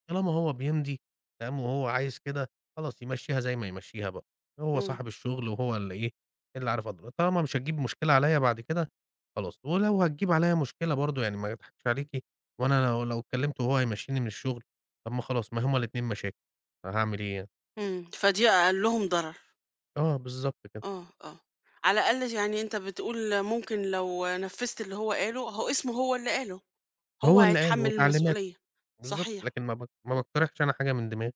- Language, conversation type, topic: Arabic, advice, إزاي أوصف إحساسي لما بخاف أقول رأيي الحقيقي في الشغل؟
- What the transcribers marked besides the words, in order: none